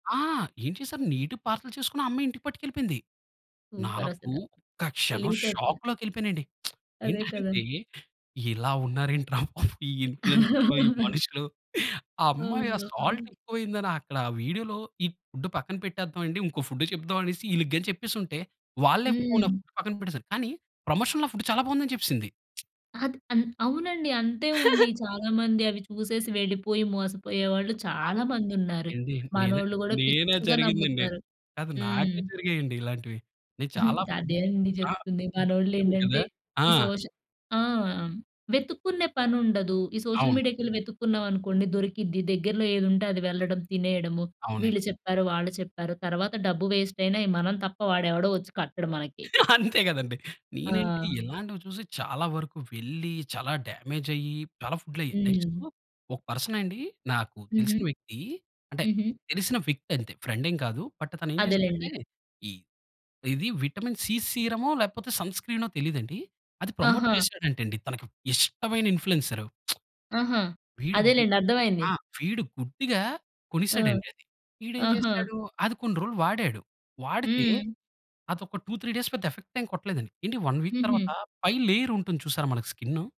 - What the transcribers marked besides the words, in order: in English: "నీట్‌గా పార్సెల్"; in English: "షాక్‌లోకెళ్ళిపోయానండి!"; lip smack; laughing while speaking: "రా బాబు ఇన్‌ఫ్లుయెన్సర్లు, ఈ మనుషులు"; laugh; in English: "సాల్ట్"; in English: "వీడియోలో"; in English: "ఫుడ్"; in English: "ఫుడ్"; in English: "ప్రమోషన్‌లో ఫుడ్"; lip smack; chuckle; in English: "ఫుడ్డీ"; chuckle; in English: "ఫుడ్"; in English: "సోషల్"; in English: "వేస్ట్"; laugh; in English: "డామేజ్"; in English: "ఫుడ్"; in English: "పర్సన్"; in English: "ఫ్రెండ్"; in English: "బట్"; in English: "విటమిన్ సి"; in English: "ప్రమోట్"; in English: "ఇన్‌ఫ్లుయెన్సర్"; lip smack; in English: "టూ త్రీ డేస్"; in English: "ఎఫెక్ట్"; in English: "వన్ వీక్"; in English: "పై లేయర్"
- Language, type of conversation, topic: Telugu, podcast, ముఖ్యమైన సంభాషణల విషయంలో ప్రభావకర్తలు బాధ్యత వహించాలి అని మీరు భావిస్తారా?